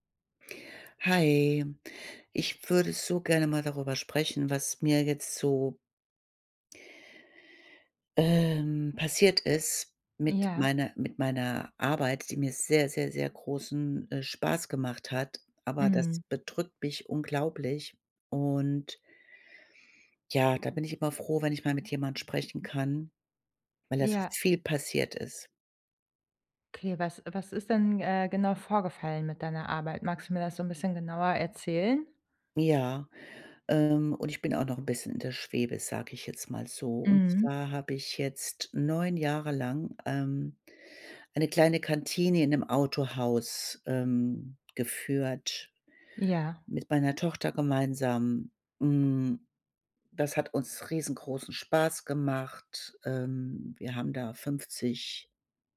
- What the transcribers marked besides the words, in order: other background noise; stressed: "sehr"
- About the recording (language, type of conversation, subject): German, advice, Wie kann ich loslassen und meine Zukunft neu planen?